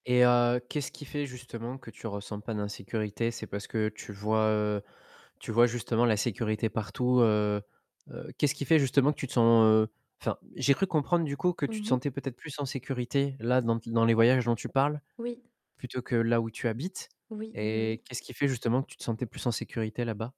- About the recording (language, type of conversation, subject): French, podcast, Raconte un voyage qui t’a vraiment changé : qu’as-tu appris ?
- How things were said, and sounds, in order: static